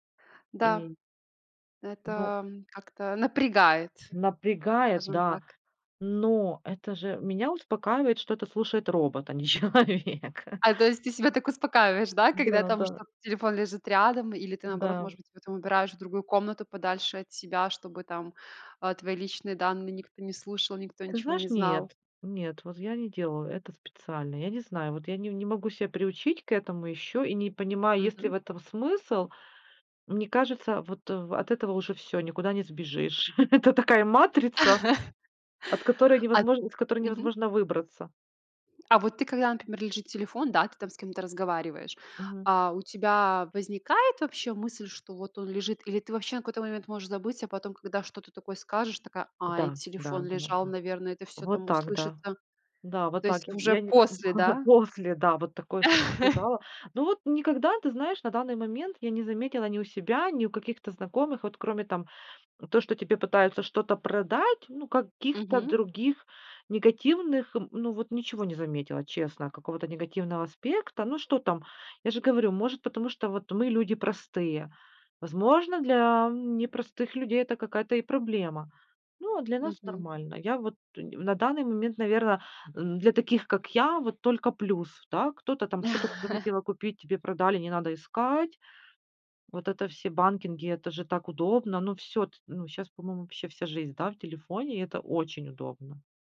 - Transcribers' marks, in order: laughing while speaking: "не человек"; laugh; other background noise; chuckle; tapping; chuckle; laugh; laugh
- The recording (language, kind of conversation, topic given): Russian, podcast, Где, по‑твоему, проходит рубеж между удобством и слежкой?